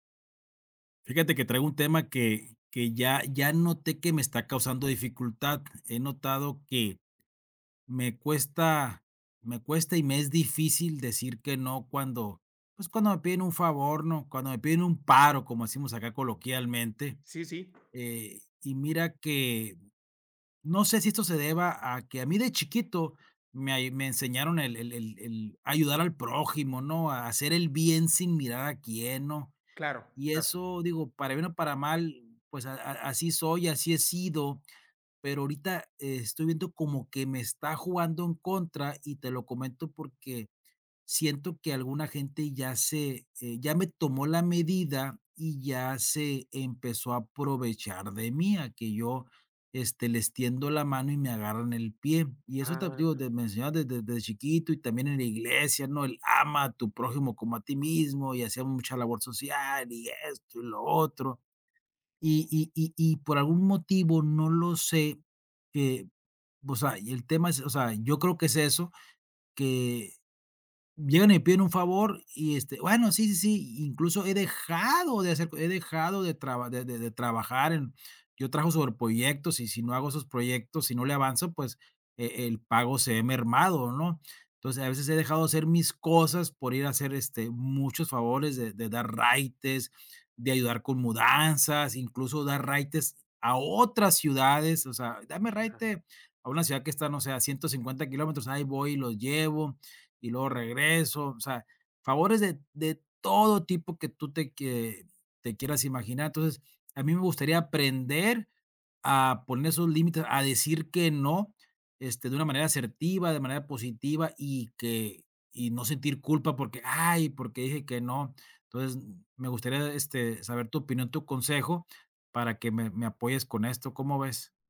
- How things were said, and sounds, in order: tapping; other noise
- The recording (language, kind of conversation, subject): Spanish, advice, ¿Cómo puedo aprender a decir que no cuando me piden favores o me hacen pedidos?